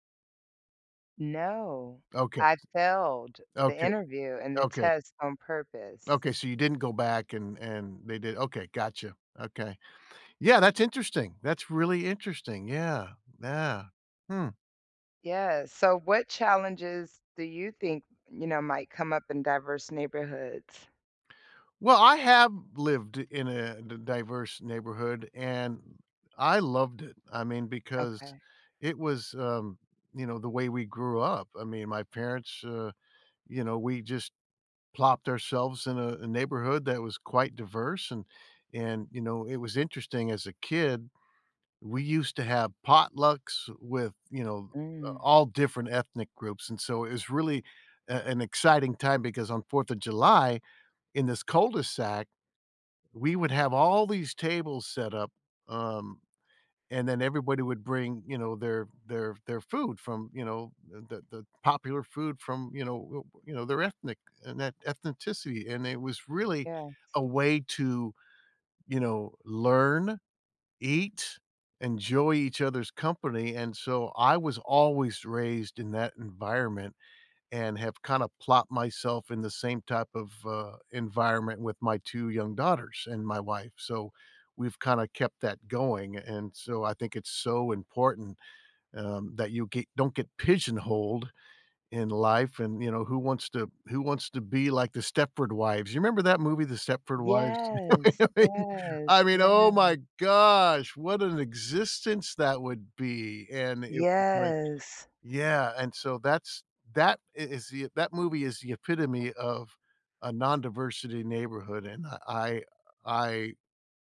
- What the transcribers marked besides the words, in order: other background noise; "ethnicity" said as "etnithticity"; laugh; laughing while speaking: "I mean"; joyful: "I mean, oh my gosh, what an existence that would be!"; drawn out: "Yes"; tapping
- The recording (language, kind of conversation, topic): English, unstructured, What does diversity add to a neighborhood?